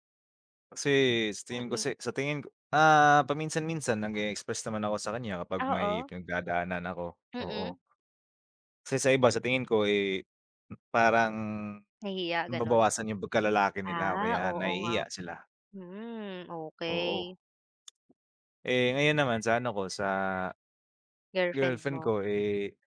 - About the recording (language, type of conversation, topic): Filipino, unstructured, Ano ang mga simpleng paraan para mapanatili ang saya sa relasyon?
- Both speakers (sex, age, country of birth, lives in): female, 20-24, Philippines, Philippines; male, 25-29, Philippines, Philippines
- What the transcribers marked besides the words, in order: other background noise; tapping; alarm